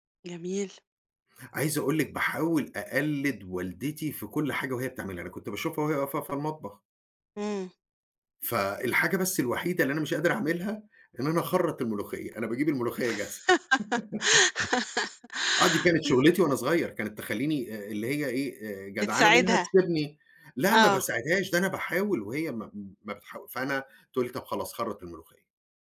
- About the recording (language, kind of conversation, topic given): Arabic, podcast, إيه الأكلة التقليدية اللي بتفكّرك بذكرياتك؟
- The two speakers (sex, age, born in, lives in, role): female, 50-54, Egypt, Portugal, host; male, 55-59, Egypt, United States, guest
- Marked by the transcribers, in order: giggle; laugh